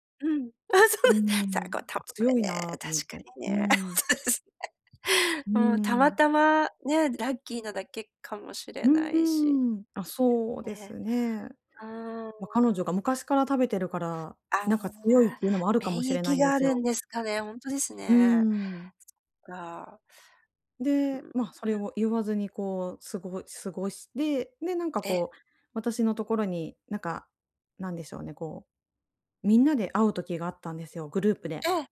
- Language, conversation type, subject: Japanese, advice, 友達の複雑な感情に、どうすれば上手に対応できますか？
- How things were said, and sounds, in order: laughing while speaking: "あ、そうなん"; laughing while speaking: "ほんとですね"; other noise